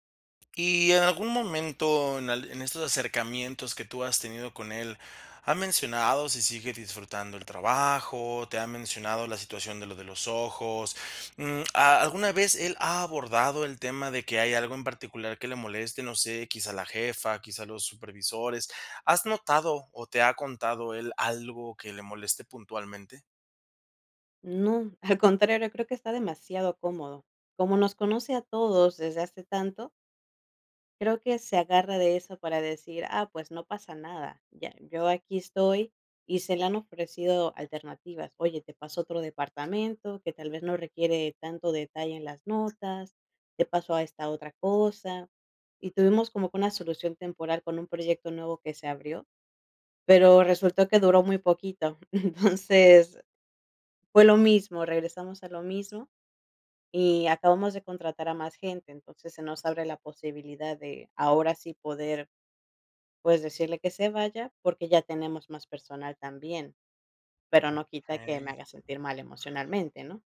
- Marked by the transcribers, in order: tapping; chuckle; laughing while speaking: "entonces"; other background noise
- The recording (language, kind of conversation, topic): Spanish, advice, ¿Cómo puedo decidir si despedir o retener a un empleado clave?